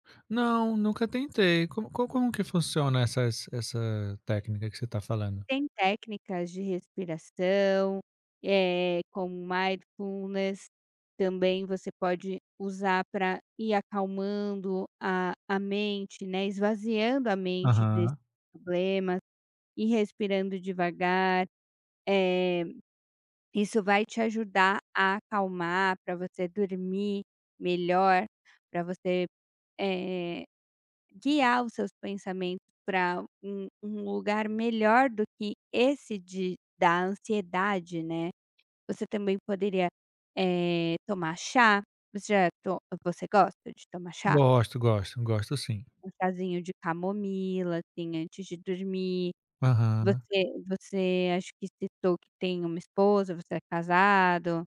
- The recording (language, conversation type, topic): Portuguese, advice, Como a insônia causada por preocupações financeiras está afetando você?
- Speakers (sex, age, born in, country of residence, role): female, 35-39, Brazil, Portugal, advisor; male, 35-39, Brazil, France, user
- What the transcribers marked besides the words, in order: in English: "mindfulness"